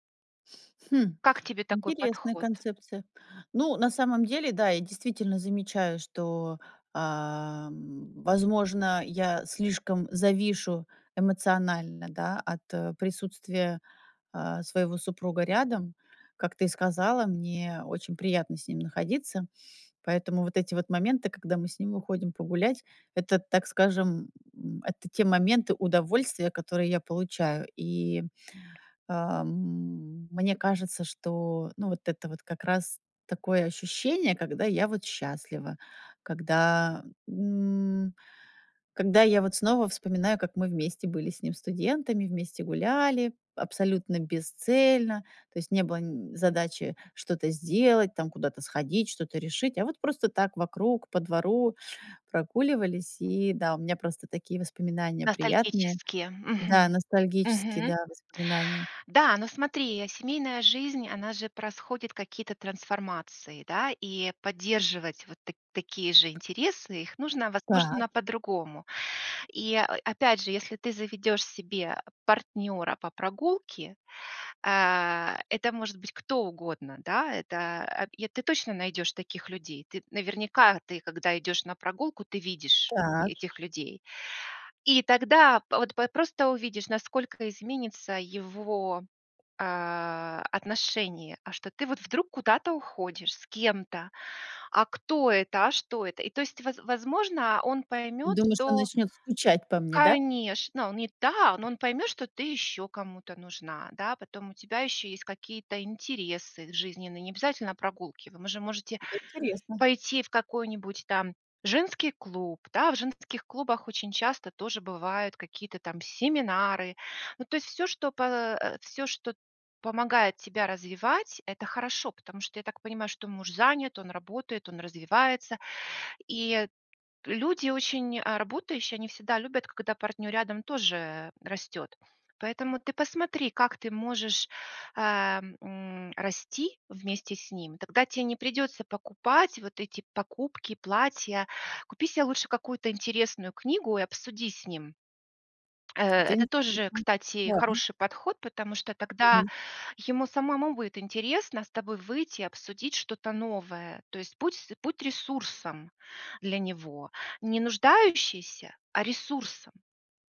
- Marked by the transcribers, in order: tapping; unintelligible speech
- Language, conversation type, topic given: Russian, advice, Почему я постоянно совершаю импульсивные покупки и потом жалею об этом?